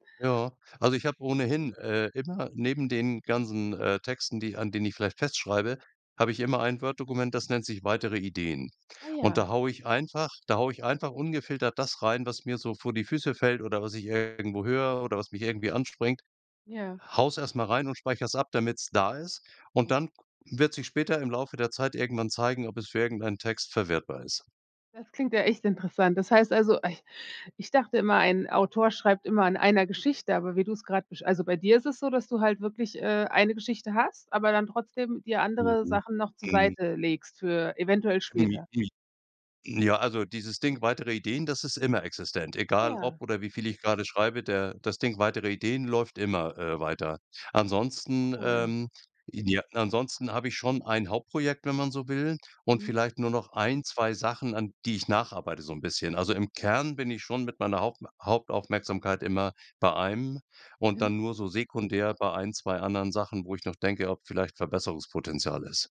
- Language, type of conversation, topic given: German, podcast, Wie entwickelst du kreative Gewohnheiten im Alltag?
- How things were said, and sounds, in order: sigh